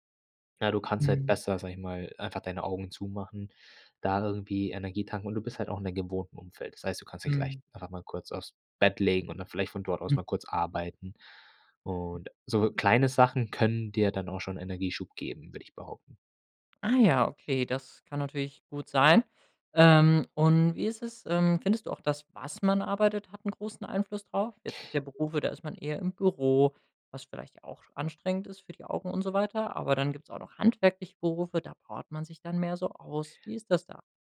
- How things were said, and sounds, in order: other background noise; stressed: "was"
- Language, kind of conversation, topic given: German, podcast, Wie gehst du mit Energietiefs am Nachmittag um?